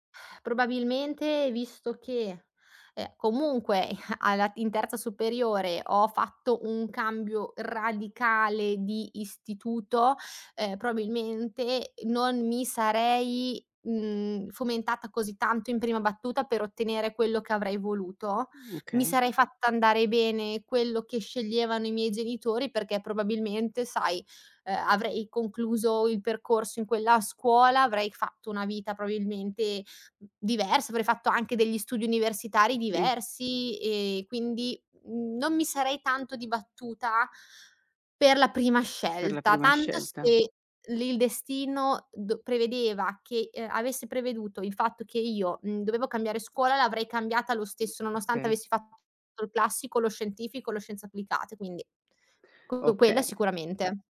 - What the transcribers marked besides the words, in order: laughing while speaking: "i"; "probabilmente" said as "proabilmente"; "probabilmente" said as "proabilmente"
- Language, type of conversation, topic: Italian, podcast, Quando hai detto “no” per la prima volta, com’è andata?